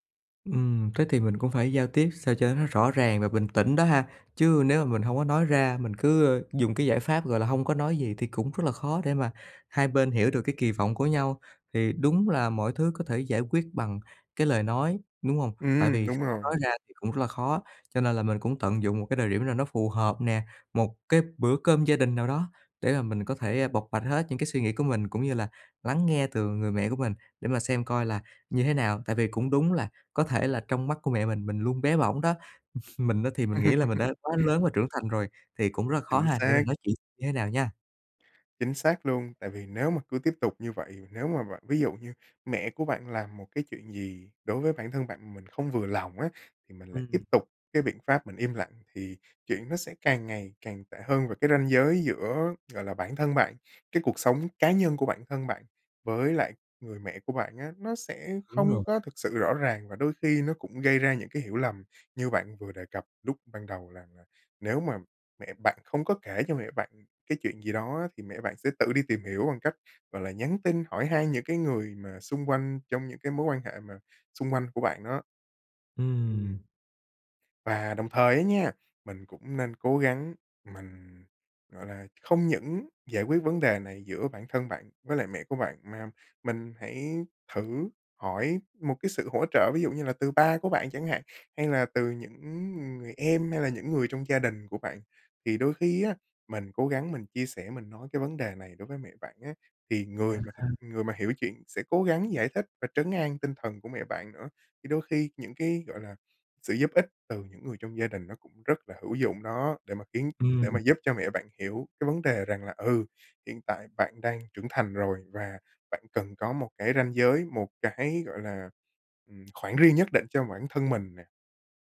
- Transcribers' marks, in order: tapping; chuckle; laugh; other background noise
- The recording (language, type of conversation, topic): Vietnamese, advice, Làm sao tôi có thể đặt ranh giới với người thân mà không gây xung đột?